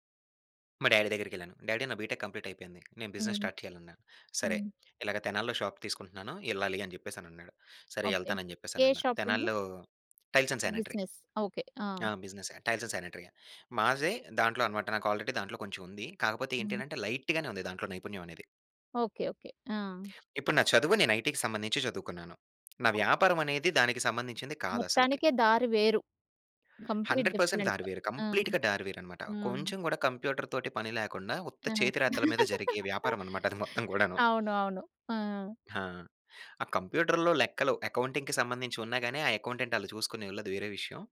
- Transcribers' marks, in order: in English: "డ్యాడీ"; in English: "డ్యాడీ"; in English: "బిటెక్ కంప్లీట్"; in English: "బిజినెస్ స్టార్ట్"; in English: "షాప్"; in English: "షాప్"; in English: "టైల్స్ అండ్ సానిటరీ"; in English: "బిజినెస్"; in English: "టైల్స్ అండ్ సానిటరీ"; in English: "ఆల్రెడీ"; in English: "లైట్‌గానే"; in English: "ఐటీ‌కి"; in English: "కంప్లీట్ డిఫరెంట్"; in English: "హండ్రడ్ పర్సెంట్"; in English: "కంప్లీట్‌గా"; laugh; chuckle; in English: "అకౌంటింగ్‌కి"; in English: "అకౌంటెంట్"
- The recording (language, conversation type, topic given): Telugu, podcast, నీవు అనుకున్న దారిని వదిలి కొత్త దారిని ఎప్పుడు ఎంచుకున్నావు?